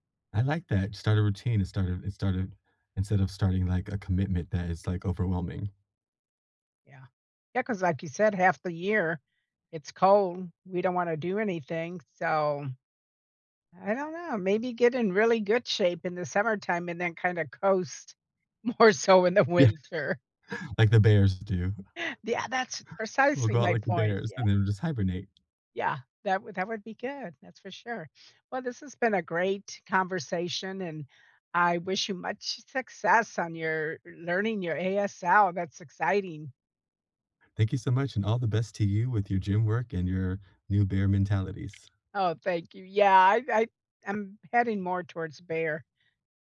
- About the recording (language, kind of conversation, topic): English, unstructured, What goal have you set that made you really happy?
- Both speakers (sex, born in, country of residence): female, United States, United States; male, United States, United States
- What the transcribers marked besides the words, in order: tapping; laughing while speaking: "more so in the winter"; other background noise; laughing while speaking: "Yeah"; laugh